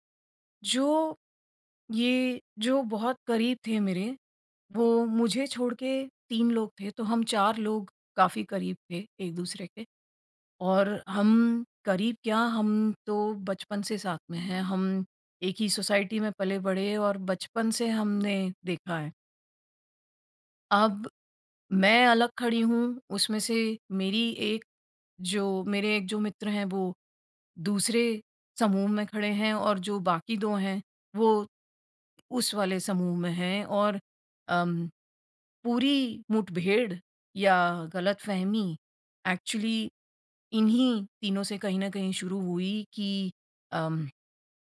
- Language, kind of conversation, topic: Hindi, advice, ब्रेकअप के बाद मित्र समूह में मुझे किसका साथ देना चाहिए?
- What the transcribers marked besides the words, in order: in English: "सोसाइटी"; tapping; in English: "एक्चुअली"